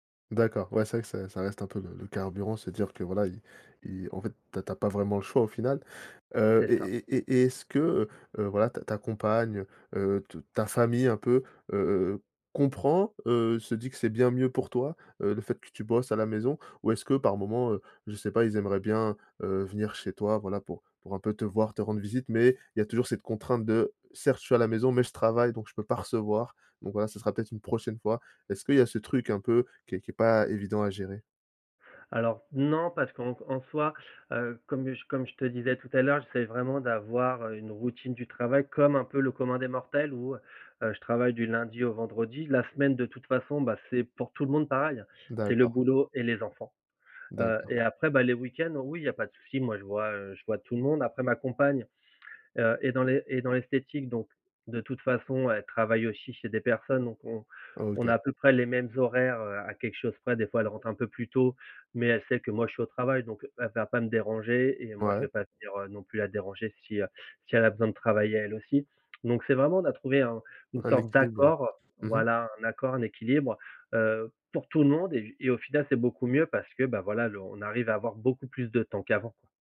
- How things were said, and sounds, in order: other background noise; tapping
- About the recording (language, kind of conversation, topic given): French, podcast, Comment équilibrez-vous travail et vie personnelle quand vous télétravaillez à la maison ?